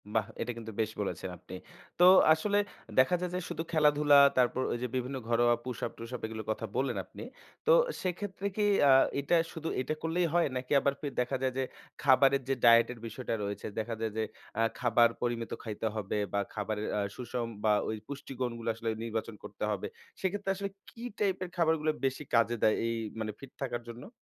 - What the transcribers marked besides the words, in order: none
- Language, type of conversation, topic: Bengali, podcast, জিমে না গিয়েও কীভাবে ফিট থাকা যায়?